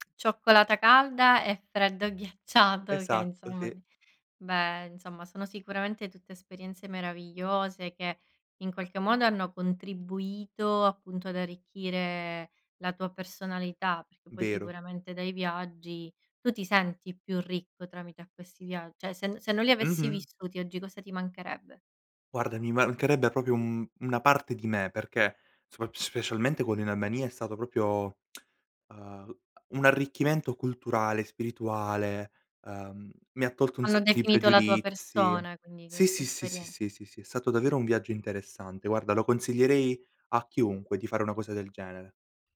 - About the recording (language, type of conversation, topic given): Italian, podcast, Qual è stato un viaggio che ti ha cambiato la vita?
- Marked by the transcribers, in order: tsk; tapping; "proprio" said as "popio"; "proprio" said as "propio"; tsk